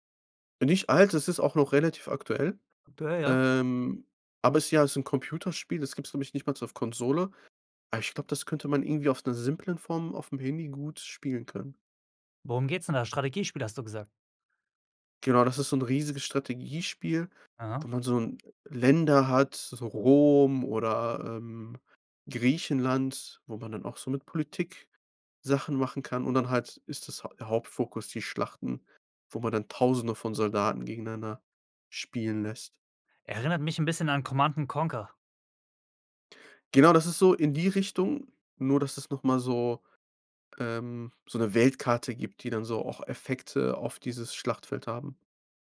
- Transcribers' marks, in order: "nicht mal" said as "nichtmals"
- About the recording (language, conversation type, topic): German, podcast, Welche Apps erleichtern dir wirklich den Alltag?